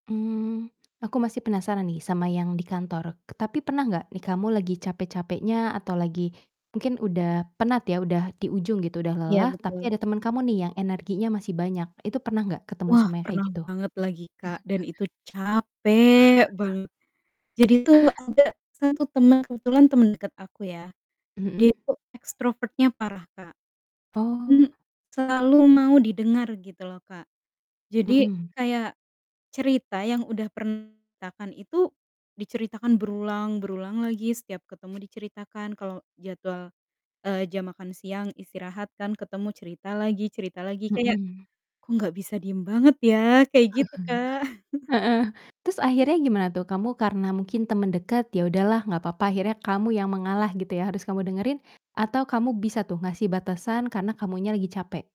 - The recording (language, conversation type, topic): Indonesian, podcast, Bagaimana cara kamu meminta ruang saat sedang lelah?
- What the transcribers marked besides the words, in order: static; chuckle; distorted speech; chuckle; in English: "ekstrovert-nya"; other background noise; chuckle